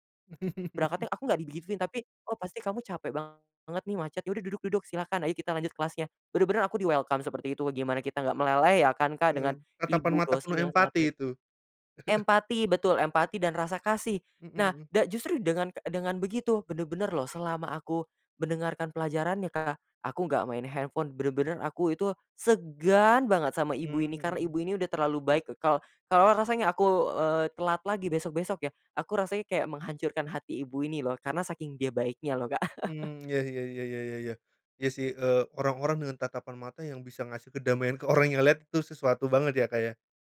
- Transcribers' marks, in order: laugh; "digituin" said as "digigituin"; in English: "welcome"; chuckle; in English: "handphone"; put-on voice: "segan"; chuckle; laughing while speaking: "ke orang"
- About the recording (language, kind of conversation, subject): Indonesian, podcast, Apa makna tatapan mata dalam percakapan sehari-hari?